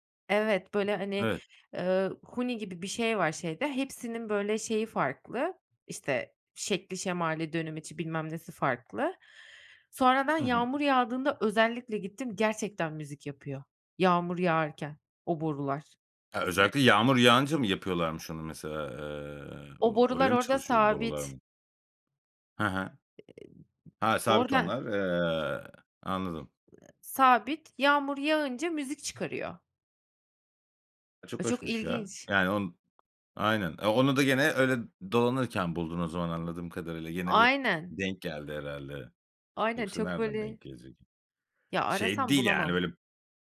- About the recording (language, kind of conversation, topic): Turkish, podcast, Bir yerde kaybolup beklenmedik güzellikler keşfettiğin anı anlatır mısın?
- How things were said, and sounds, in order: unintelligible speech; other background noise